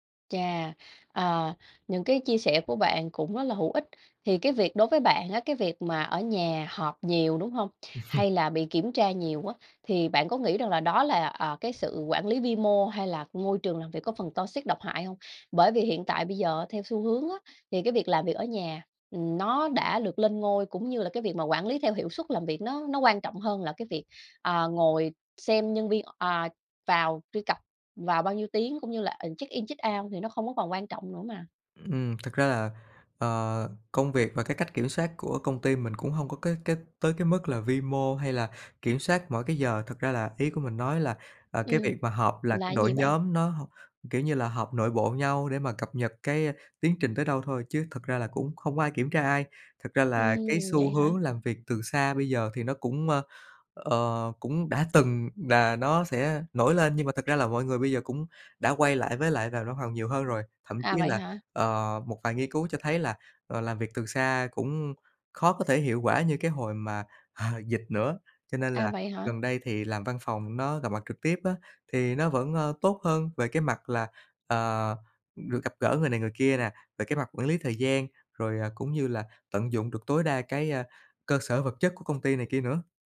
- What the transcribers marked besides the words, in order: chuckle; tapping; in English: "toxic"; in English: "check-in, check-out"; laugh; other background noise
- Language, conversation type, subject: Vietnamese, podcast, Theo bạn, việc gặp mặt trực tiếp còn quan trọng đến mức nào trong thời đại mạng?